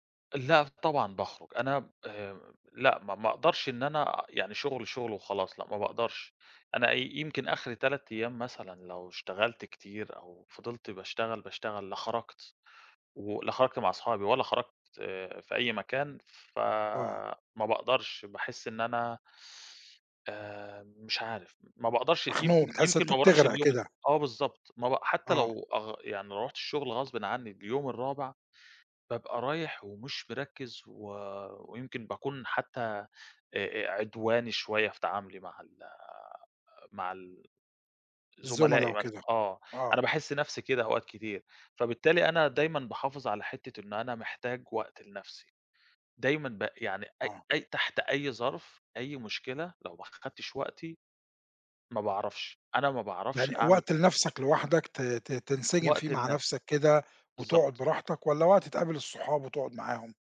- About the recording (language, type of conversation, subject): Arabic, podcast, بتحكيلي عن يوم شغل عادي عندك؟
- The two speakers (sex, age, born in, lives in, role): male, 30-34, Egypt, Greece, guest; male, 50-54, Egypt, Portugal, host
- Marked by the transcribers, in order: none